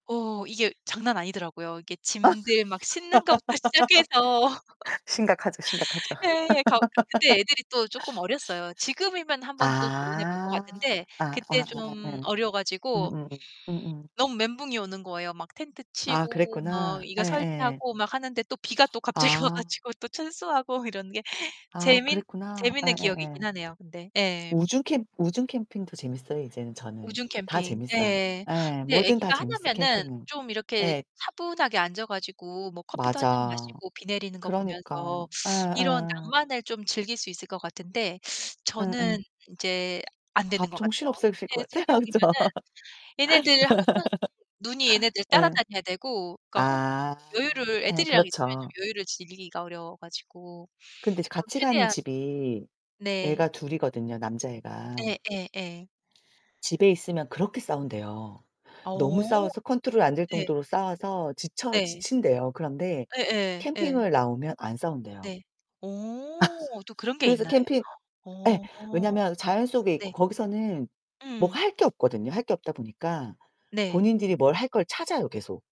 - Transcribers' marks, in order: laugh; laugh; laugh; other background noise; laughing while speaking: "갑자기 와 가지고"; tapping; distorted speech; laughing while speaking: "아 그쵸?"; laugh; laugh
- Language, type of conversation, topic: Korean, unstructured, 주말에는 보통 어떻게 보내세요?